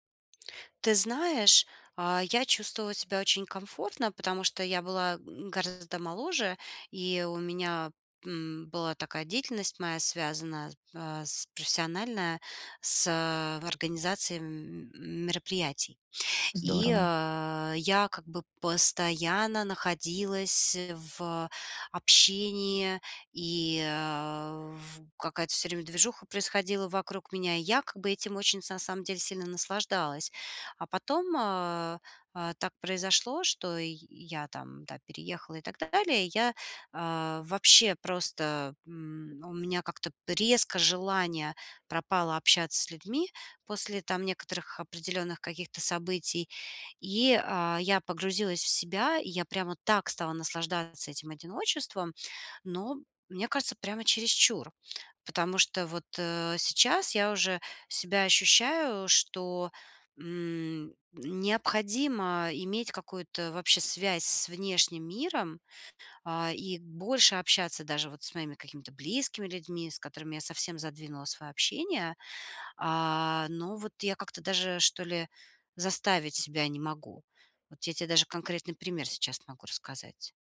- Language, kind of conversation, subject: Russian, advice, Как мне найти баланс между общением и временем в одиночестве?
- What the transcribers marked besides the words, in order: tapping